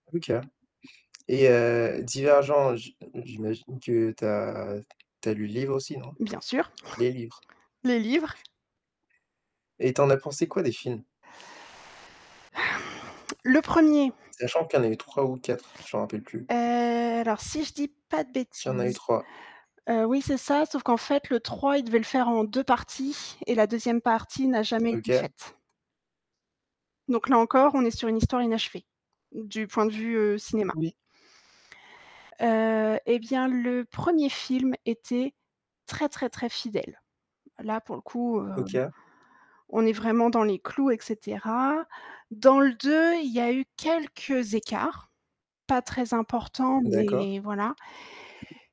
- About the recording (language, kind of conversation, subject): French, podcast, Que penses-tu des adaptations de livres au cinéma, en général ?
- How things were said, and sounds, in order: tapping; static; other background noise; sigh; drawn out: "Heu"; stressed: "très très très fidèle"